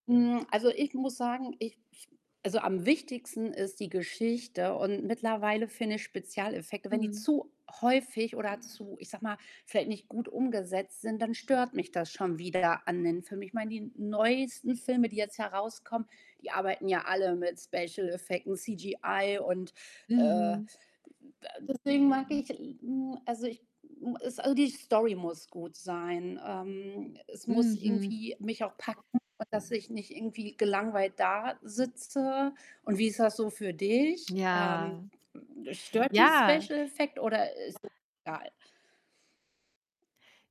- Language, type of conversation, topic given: German, unstructured, Was macht für dich einen guten Film aus?
- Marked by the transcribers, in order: static; distorted speech; other background noise; in English: "Special"; tapping; drawn out: "Ja"; in English: "Special Effect"; unintelligible speech